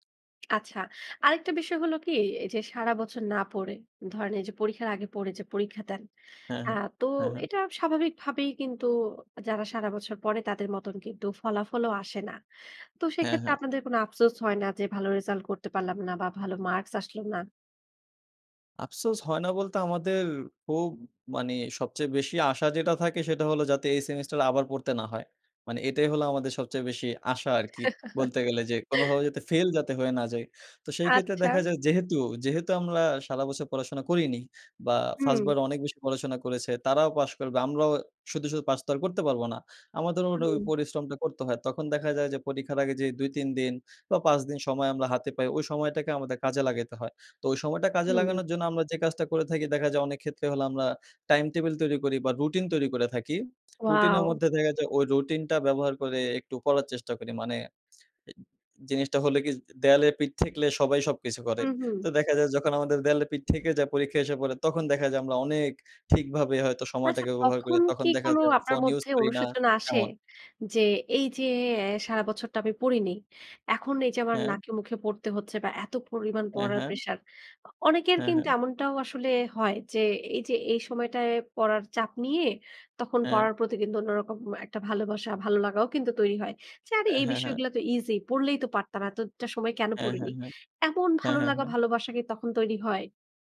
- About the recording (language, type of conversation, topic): Bengali, podcast, পরীক্ষার চাপের মধ্যে তুমি কীভাবে সামলে থাকো?
- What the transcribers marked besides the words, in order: laugh; "আমরা" said as "আমলা"; wind; tapping